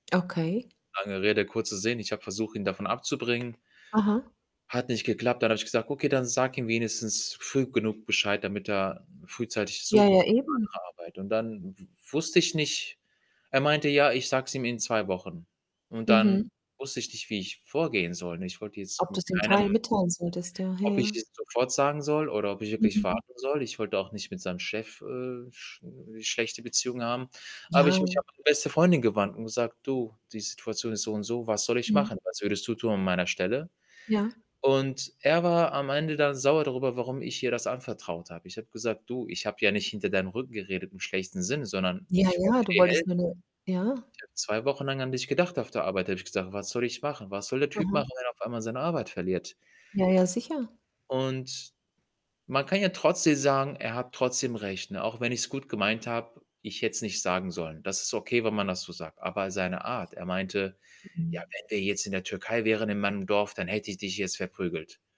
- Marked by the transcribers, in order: static; other background noise; unintelligible speech; distorted speech; unintelligible speech
- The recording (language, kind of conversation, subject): German, unstructured, Wie gehst du mit Menschen um, die dich enttäuschen?